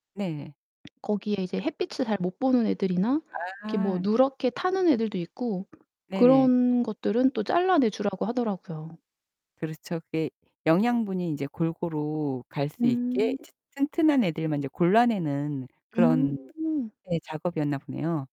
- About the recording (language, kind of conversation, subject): Korean, podcast, 식물을 키우면서 얻게 된 사소한 깨달음은 무엇인가요?
- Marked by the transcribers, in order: swallow; distorted speech